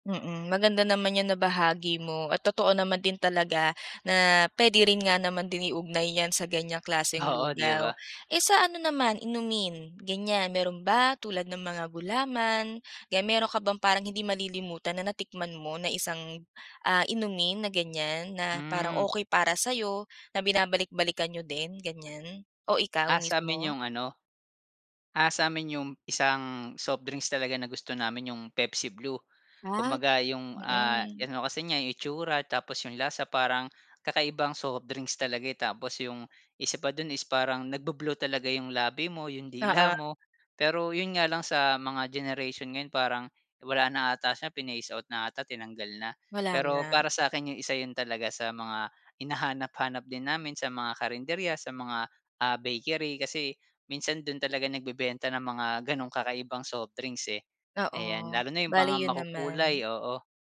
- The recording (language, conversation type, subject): Filipino, podcast, Ano ang pinakatumatak mong alaala tungkol sa pagkain noong bata ka?
- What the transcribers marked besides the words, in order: tapping; laughing while speaking: "dila"; other background noise